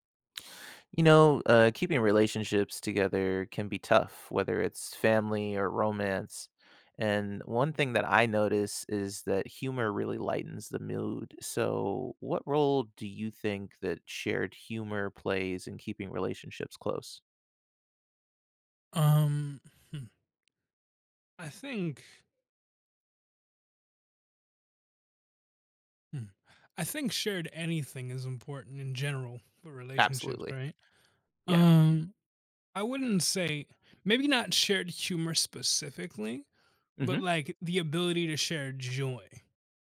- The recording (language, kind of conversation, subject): English, unstructured, How can we use shared humor to keep our relationship close?
- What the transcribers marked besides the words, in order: none